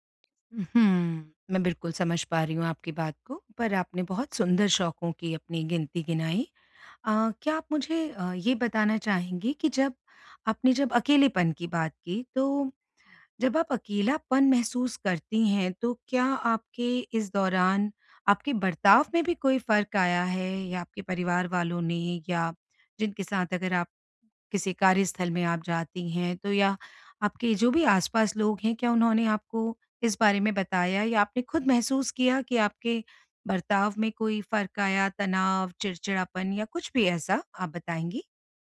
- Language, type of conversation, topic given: Hindi, advice, ब्रेकअप के बाद मैं अकेलापन कैसे संभालूँ और खुद को फिर से कैसे पहचानूँ?
- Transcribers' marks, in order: none